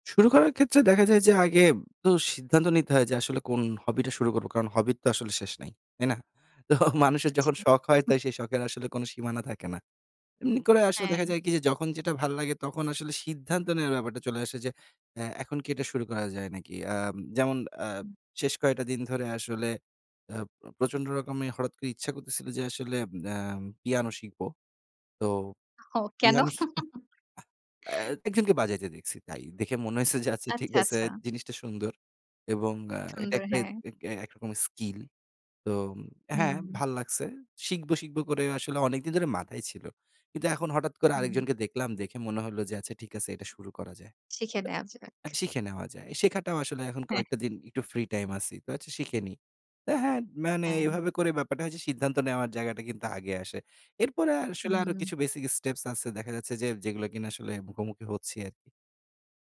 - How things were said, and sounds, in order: chuckle; unintelligible speech; giggle; laughing while speaking: "হয়েছে যে, আচ্ছা ঠিক আছে"; tapping; tongue click
- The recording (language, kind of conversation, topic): Bengali, podcast, কীভাবে আপনি সাধারণত নতুন কোনো হস্তশিল্প বা শখ শুরু করেন?